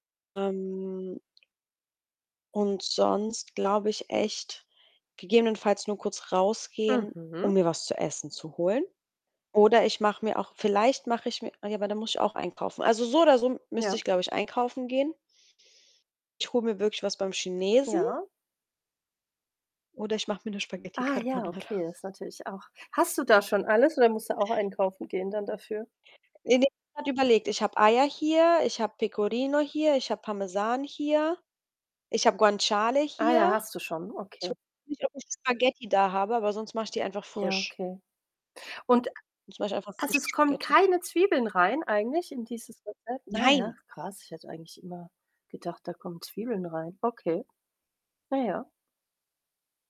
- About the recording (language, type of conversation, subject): German, unstructured, Was nervt dich an Menschen, die Tiere nicht respektieren?
- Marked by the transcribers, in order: drawn out: "Ähm"; other background noise; static; laughing while speaking: "Spaghetti Carbonara"; distorted speech; unintelligible speech